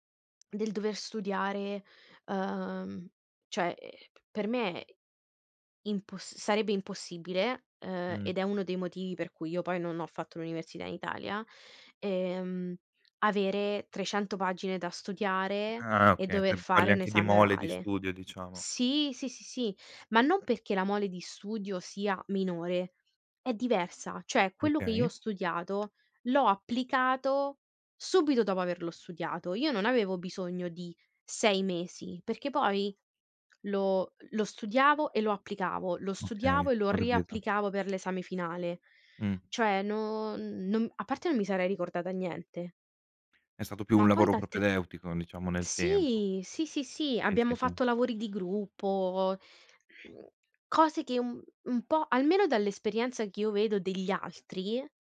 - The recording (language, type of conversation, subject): Italian, unstructured, Credi che la scuola sia uguale per tutti gli studenti?
- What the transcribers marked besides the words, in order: none